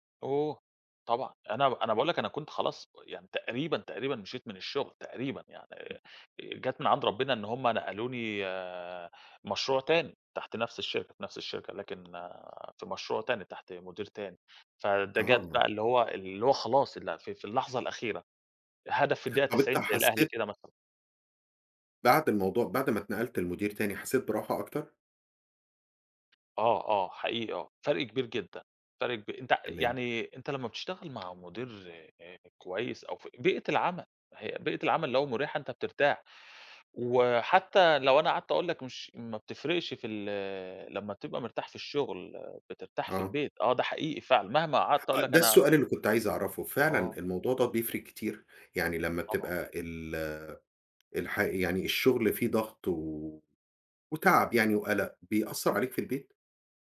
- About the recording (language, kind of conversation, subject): Arabic, podcast, إزاي بتوازن بين الشغل وحياتك الشخصية؟
- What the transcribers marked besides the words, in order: tapping